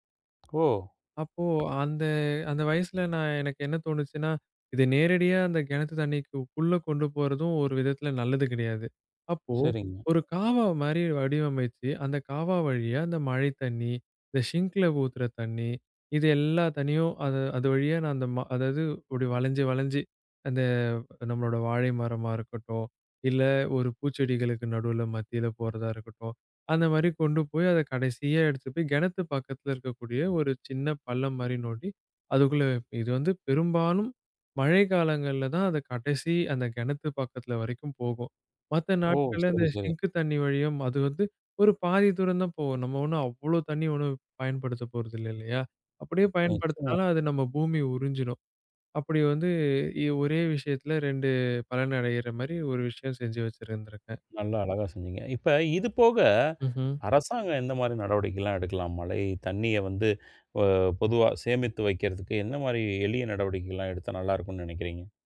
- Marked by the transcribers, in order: tapping; in English: "ஸிங்க்ல"; other background noise; in English: "ஸிங்க்"
- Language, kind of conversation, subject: Tamil, podcast, தண்ணீர் சேமிப்புக்கு எளிய வழிகள் என்ன?